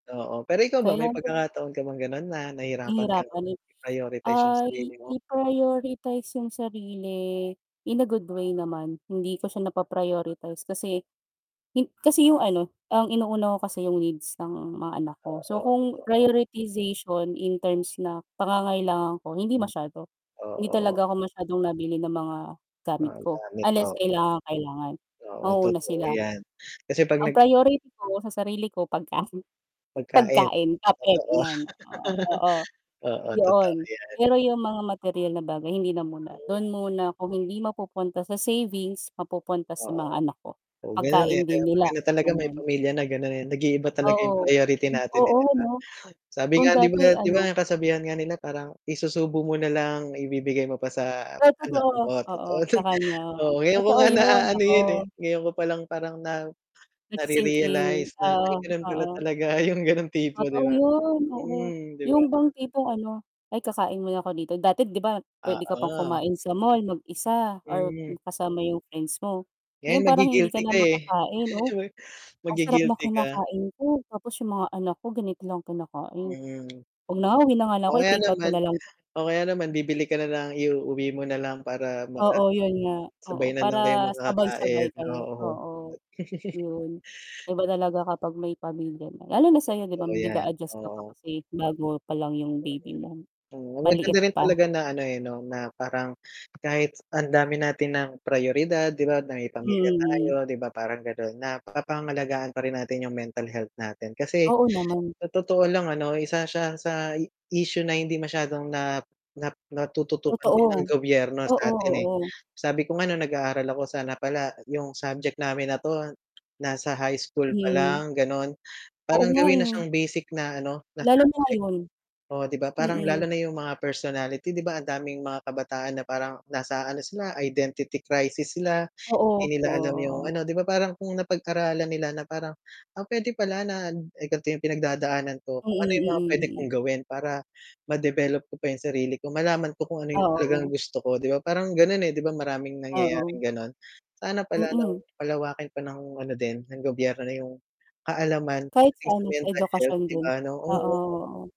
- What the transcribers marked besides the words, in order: tapping; distorted speech; laugh; other background noise; laugh; unintelligible speech; in English: "identity crisis"; static
- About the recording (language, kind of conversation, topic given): Filipino, unstructured, Paano mo pinangangalagaan ang iyong kalusugang pangkaisipan araw-araw?